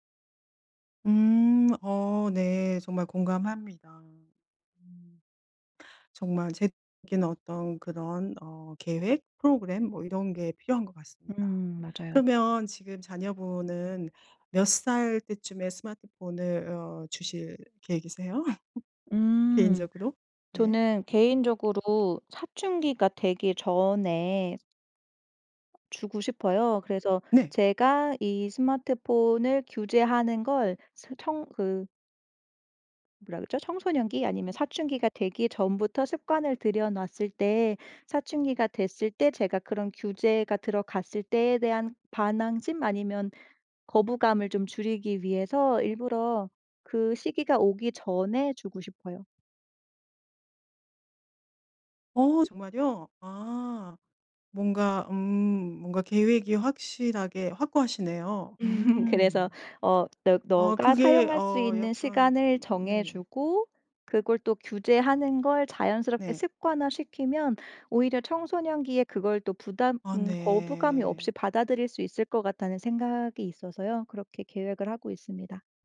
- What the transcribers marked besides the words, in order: laugh; other background noise; tapping; laugh
- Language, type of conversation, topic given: Korean, podcast, 스마트폰 중독을 줄이는 데 도움이 되는 습관은 무엇인가요?